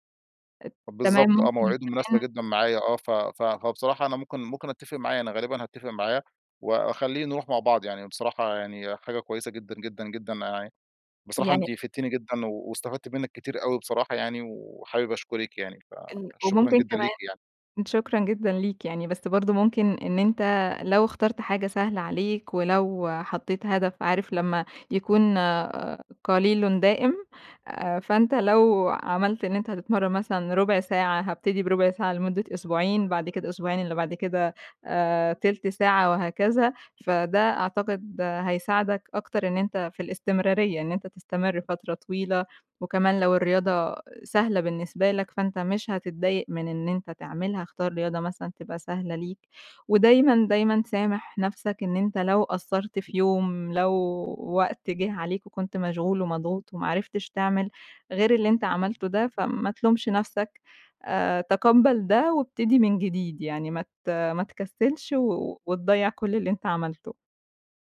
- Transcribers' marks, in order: other background noise
- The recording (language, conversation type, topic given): Arabic, advice, إزاي أقدر ألتزم بممارسة الرياضة كل أسبوع؟
- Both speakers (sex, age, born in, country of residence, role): female, 20-24, Egypt, Egypt, advisor; male, 35-39, Egypt, Egypt, user